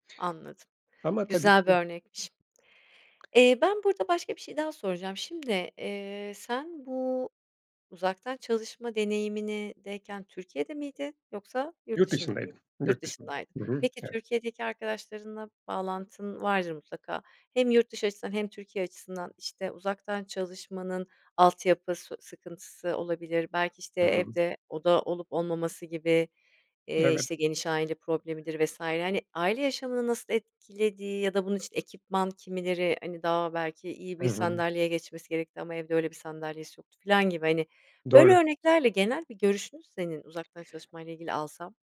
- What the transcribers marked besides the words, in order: tapping; "deneyimindeyken" said as "deneyiminedeyken"; other background noise
- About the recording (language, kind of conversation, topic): Turkish, podcast, Uzaktan çalışmanın artıları ve eksileri neler?